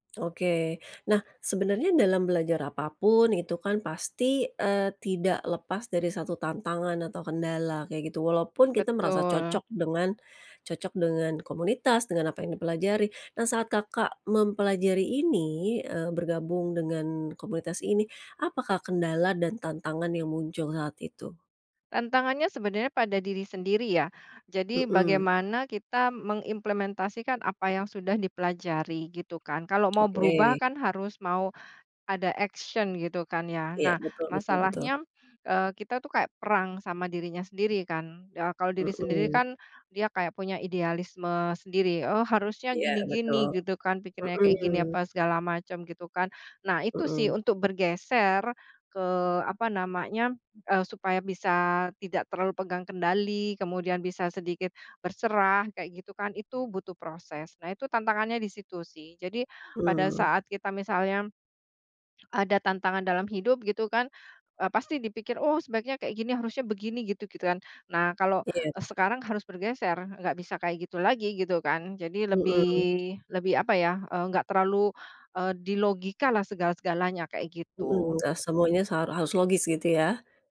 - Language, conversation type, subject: Indonesian, podcast, Pengalaman belajar apa yang mengubah cara pandangmu?
- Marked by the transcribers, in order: tapping; in English: "action"